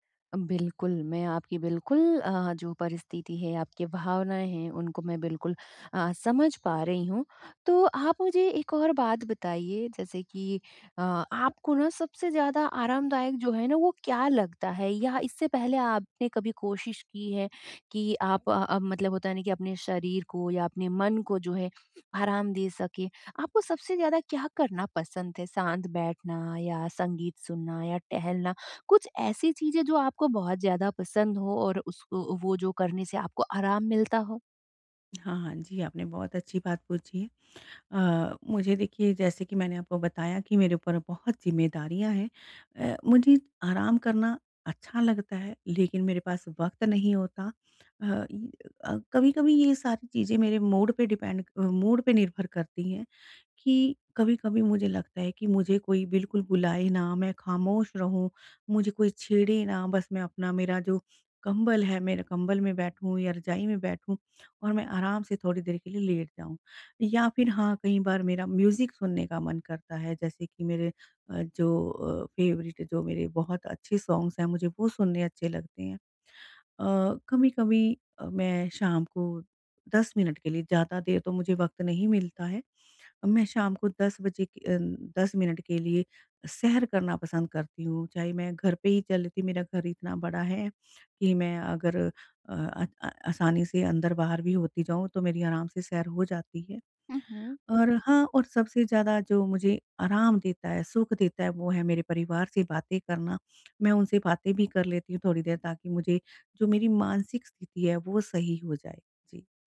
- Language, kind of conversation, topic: Hindi, advice, आराम और मानसिक ताज़गी
- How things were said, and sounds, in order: in English: "मूड"; in English: "डिपेंड"; in English: "मूड"; in English: "म्यूजिक"; in English: "फ़ेवरेट"; in English: "सॉन्ग्स"